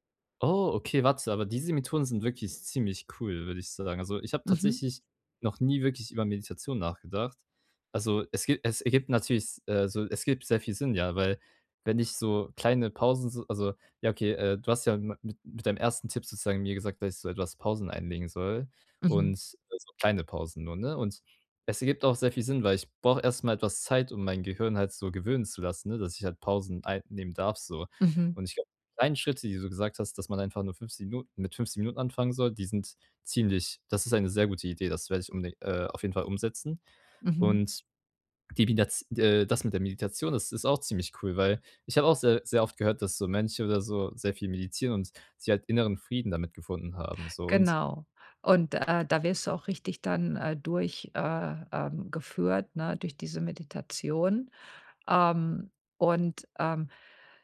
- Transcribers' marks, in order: unintelligible speech
- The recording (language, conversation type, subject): German, advice, Wie kann ich zu Hause trotz Stress besser entspannen?